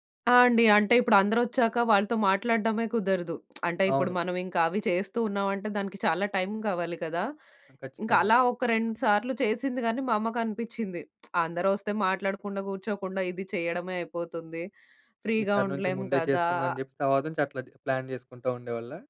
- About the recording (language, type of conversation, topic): Telugu, podcast, ఎక్కడైనా పండుగలో పాల్గొన్నప్పుడు మీకు గుర్తుండిపోయిన జ్ఞాపకం ఏది?
- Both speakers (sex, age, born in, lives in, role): female, 30-34, India, India, guest; male, 25-29, India, India, host
- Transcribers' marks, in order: lip smack; lip smack; in English: "ఫ్రీగా"; other background noise; in English: "ప్లాన్"